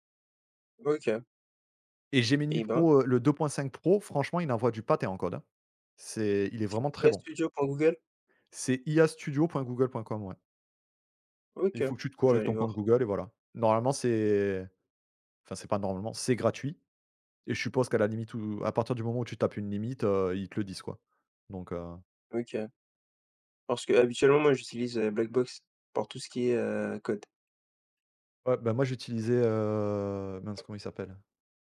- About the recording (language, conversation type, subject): French, unstructured, Comment la technologie change-t-elle notre façon d’apprendre aujourd’hui ?
- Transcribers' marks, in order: other background noise; "connectes" said as "co"; drawn out: "heu"